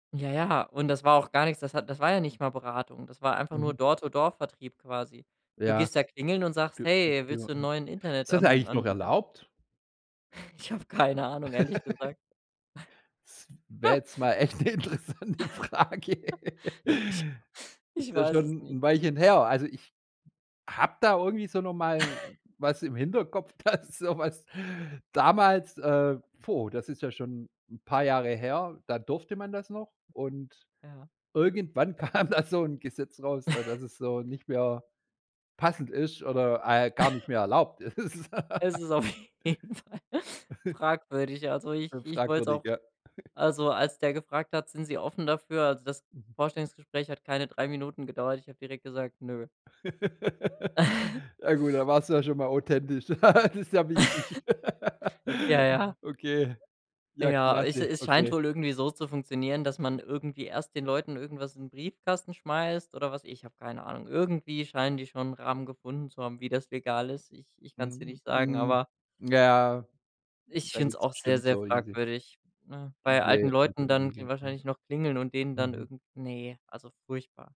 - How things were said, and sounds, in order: in English: "Door-to-Door"; unintelligible speech; laughing while speaking: "Ich hab keine Ahnung, ehrlich gesagt"; giggle; laughing while speaking: "echt 'ne interessante Frage"; giggle; laugh; laughing while speaking: "Ich ich weiß es nicht"; laugh; laughing while speaking: "dass so was"; laughing while speaking: "kam da so"; chuckle; other background noise; giggle; laughing while speaking: "Es ist auf jeden Fall"; laughing while speaking: "ist"; laugh; giggle; laugh; giggle; laugh; unintelligible speech
- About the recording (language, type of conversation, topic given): German, podcast, Wie stellst du sicher, dass dich dein Job erfüllt?